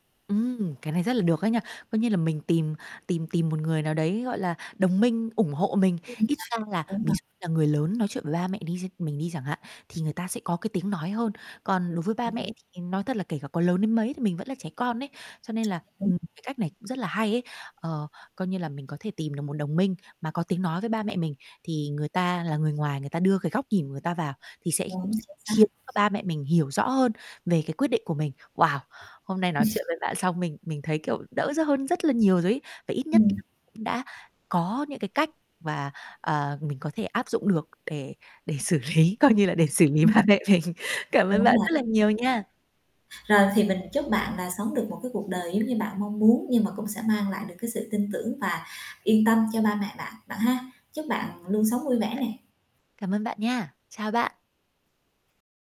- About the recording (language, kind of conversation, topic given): Vietnamese, advice, Bạn cảm thấy bị người thân phán xét như thế nào vì chọn lối sống khác với họ?
- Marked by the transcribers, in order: static; distorted speech; other background noise; tapping; chuckle; laughing while speaking: "xử lý, coi như là … mình. Cảm ơn"; other noise